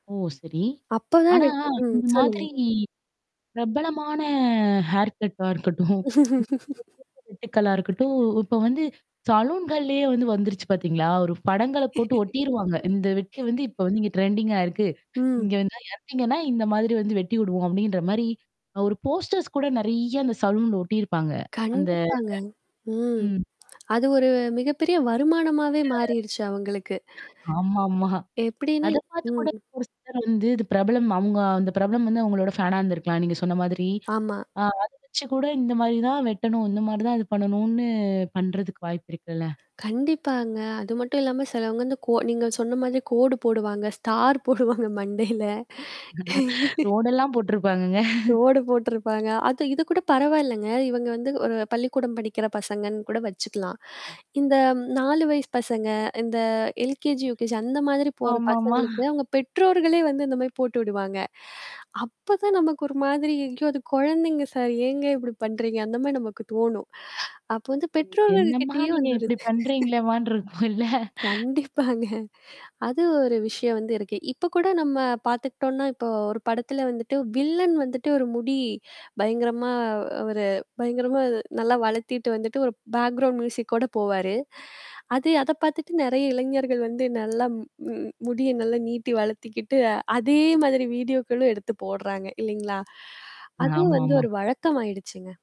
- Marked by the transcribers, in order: in English: "ஹேர் கட்டா"; laughing while speaking: "இருக்கட்டும்"; unintelligible speech; laugh; other noise; laugh; in English: "ட்ரெண்டிங்கா"; distorted speech; in English: "போஸ்டர்ஸ்"; drawn out: "அந்த"; tongue click; unintelligible speech; laughing while speaking: "ஆமாமா"; in English: "ஃபேனா"; laughing while speaking: "ஸ்டார் போடுவாங்க மண்டையில"; laugh; laughing while speaking: "ரோடெல்லாம் போட்டுருப்பாங்கங்க"; laugh; other background noise; tapping; laughing while speaking: "ஆமாமா"; laughing while speaking: "நீங்க இப்டி பண்றீங்களேமான்னு இருக்கும் இல்ல?"; laugh; laughing while speaking: "கண்டிப்பாங்க"; mechanical hum; in English: "பேக்ரவுண்ட் மியூசிக்"
- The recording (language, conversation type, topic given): Tamil, podcast, பிரபலங்களின் பாணியைப் பின்பற்றுவது நல்லதா, அல்லது உங்கள் சொந்தப் பாணியை உருவாக்குவது நல்லதா?